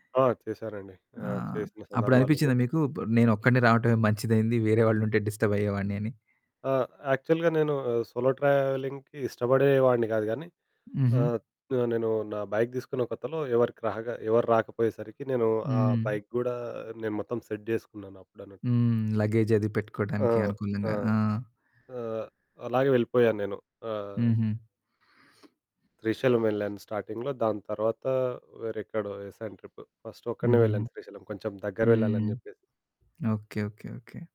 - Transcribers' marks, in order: in English: "యాక్చువల్‌గా"; in English: "సోలో ట్రావెలింగ్‌కి"; other background noise; in English: "బైక్"; in English: "బైక్"; in English: "సెట్"; in English: "లగేజ్"; in English: "స్టార్టింగ్‌లో"; in English: "ట్రిప్. ఫస్ట్"
- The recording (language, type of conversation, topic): Telugu, podcast, పాత బాధలను విడిచిపెట్టేందుకు మీరు ఎలా ప్రయత్నిస్తారు?